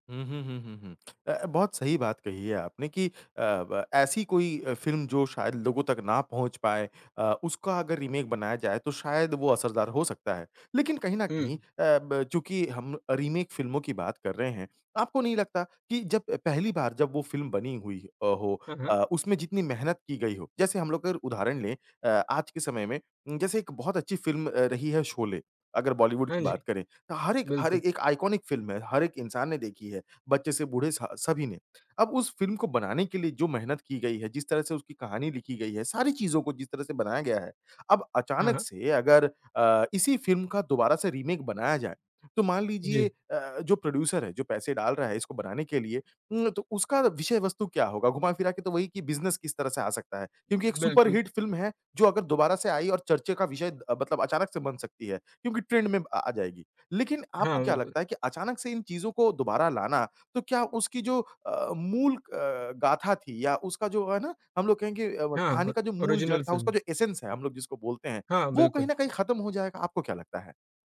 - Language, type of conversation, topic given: Hindi, podcast, क्या रीमेक मूल कृति से बेहतर हो सकते हैं?
- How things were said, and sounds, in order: tapping; in English: "रीमेक"; in English: "रीमेक"; in English: "आइकोनिक"; in English: "रीमेक"; in English: "प्रोड्यूसर"; in English: "सुपरहिट"; in English: "ट्रेंड"; in English: "ओर ओरिजिनल"; in English: "एसेंस"